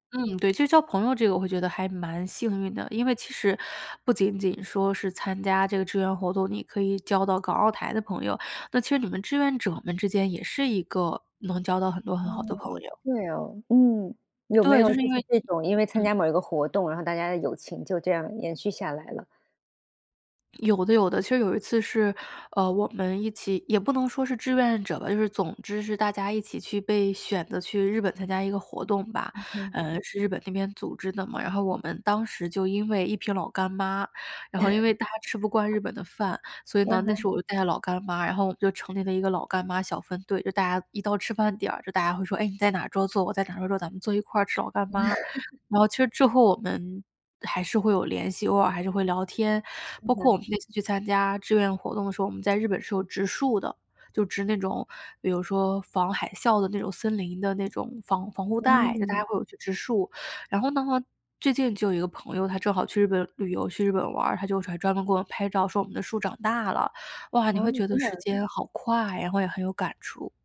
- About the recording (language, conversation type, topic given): Chinese, podcast, 你愿意分享一次你参与志愿活动的经历和感受吗？
- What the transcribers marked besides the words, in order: none